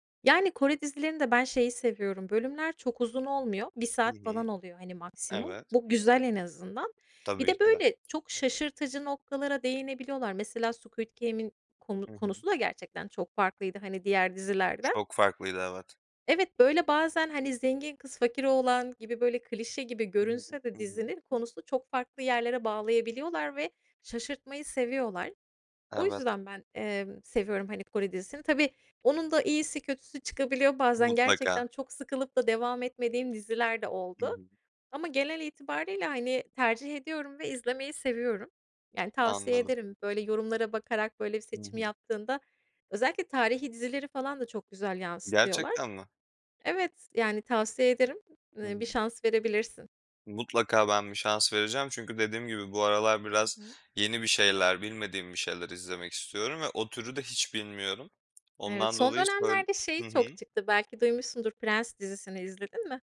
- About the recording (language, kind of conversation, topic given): Turkish, unstructured, En sevdiğin film türü hangisi ve neden?
- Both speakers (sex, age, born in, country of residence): female, 35-39, Turkey, United States; male, 25-29, Turkey, Poland
- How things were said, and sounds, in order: other background noise; tapping; unintelligible speech